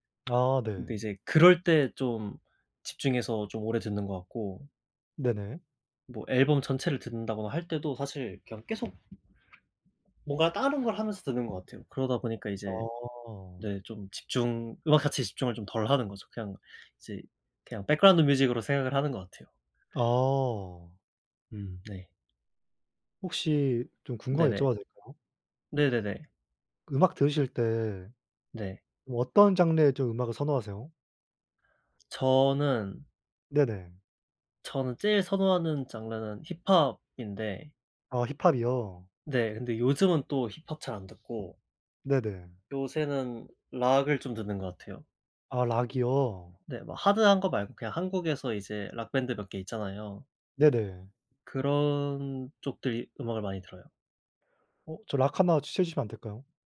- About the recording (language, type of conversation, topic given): Korean, unstructured, 스트레스를 받을 때 보통 어떻게 푸세요?
- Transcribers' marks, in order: other background noise; tapping; in English: "백그라운드 뮤직으로"